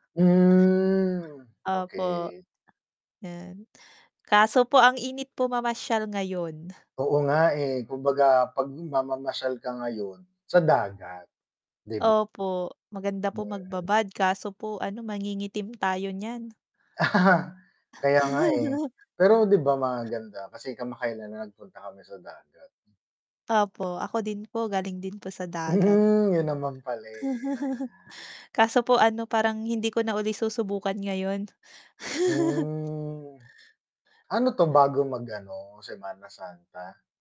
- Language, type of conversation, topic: Filipino, unstructured, Paano ka nagsimula sa paborito mong libangan?
- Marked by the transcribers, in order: static; drawn out: "Hmm"; other background noise; scoff; chuckle; tapping; scoff; chuckle; dog barking; drawn out: "Hmm"; chuckle